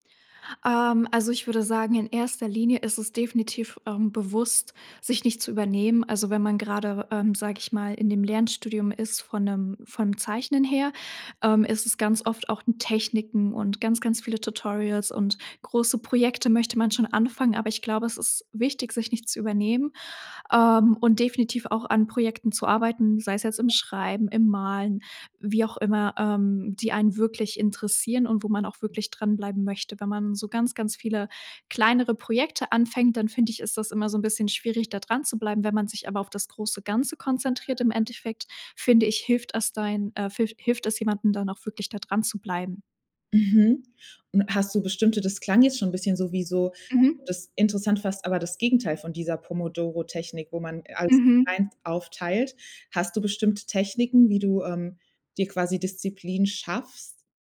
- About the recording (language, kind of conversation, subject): German, podcast, Wie stärkst du deine kreative Routine im Alltag?
- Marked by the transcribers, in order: other background noise; background speech